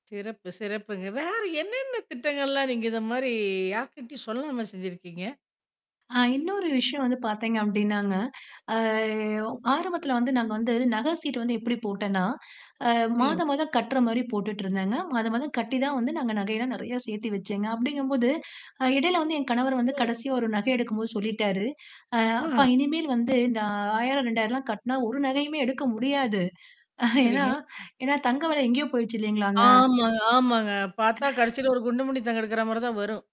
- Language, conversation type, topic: Tamil, podcast, மாதம் ஒரு புதிய விஷயத்தை கற்றுக்கொள்ள திட்டமிடலாமா?
- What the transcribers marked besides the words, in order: tapping; chuckle; sigh